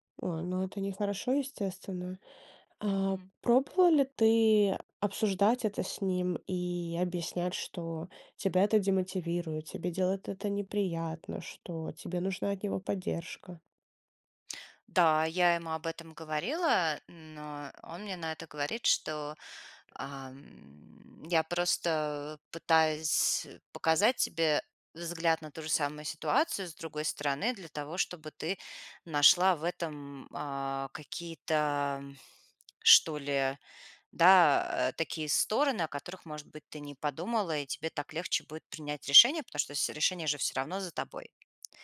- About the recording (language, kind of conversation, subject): Russian, advice, Как реагировать, если близкий человек постоянно критикует мои выборы и решения?
- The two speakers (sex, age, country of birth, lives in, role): female, 30-34, Ukraine, United States, advisor; female, 40-44, Russia, United States, user
- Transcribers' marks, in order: tapping; other background noise